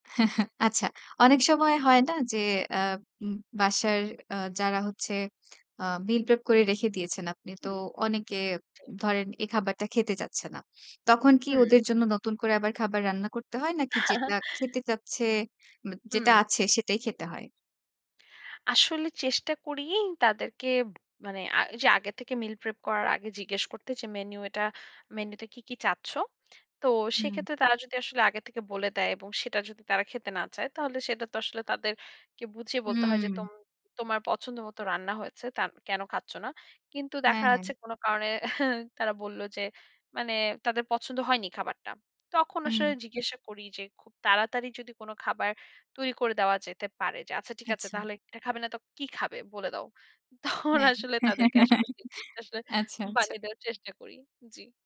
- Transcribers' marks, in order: other background noise; chuckle; chuckle; laughing while speaking: "তখন আসলে"; chuckle
- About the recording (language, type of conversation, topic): Bengali, podcast, আপনি সপ্তাহের খাবারের মেনু বা খাওয়ার সময়সূচি কীভাবে তৈরি করেন?